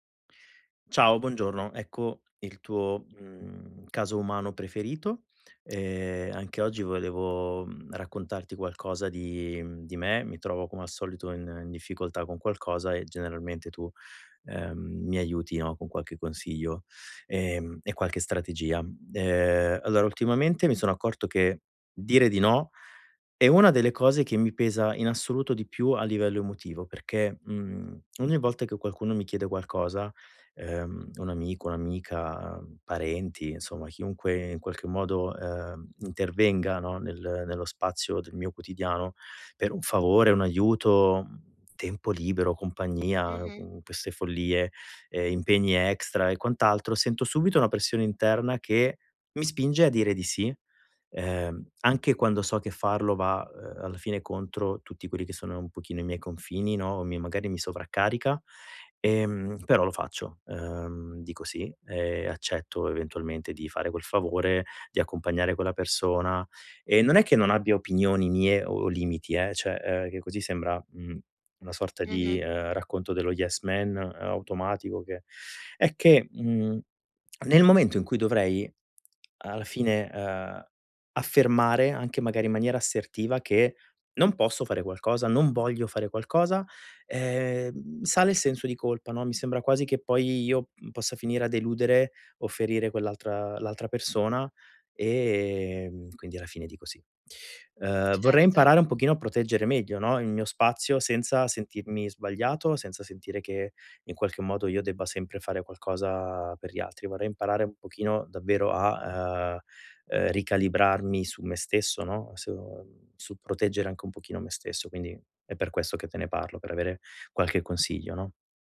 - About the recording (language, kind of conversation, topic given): Italian, advice, Come posso imparare a dire di no alle richieste degli altri senza sentirmi in colpa?
- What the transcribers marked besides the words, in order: other background noise; "cioè" said as "ceh"; in English: "yes man"